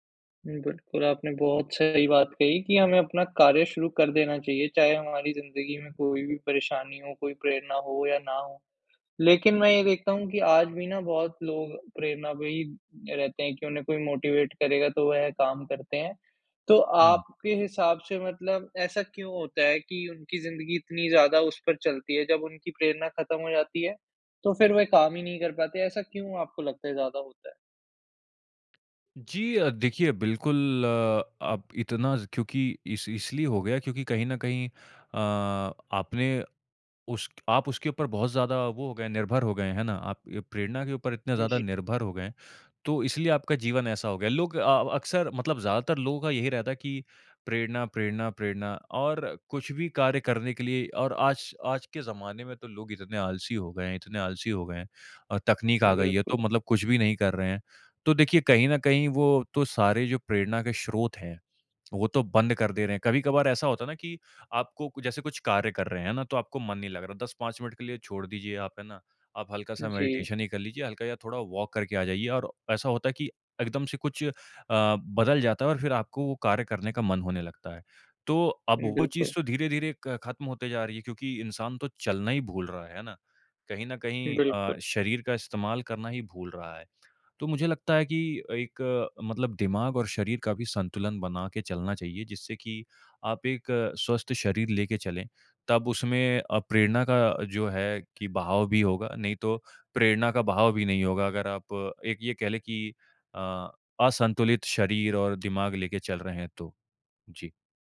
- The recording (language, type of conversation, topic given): Hindi, podcast, जब प्रेरणा गायब हो जाती है, आप क्या करते हैं?
- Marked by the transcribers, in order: in English: "मोटिवेट"; tapping; in English: "मेडिटेशन"; in English: "वॉक"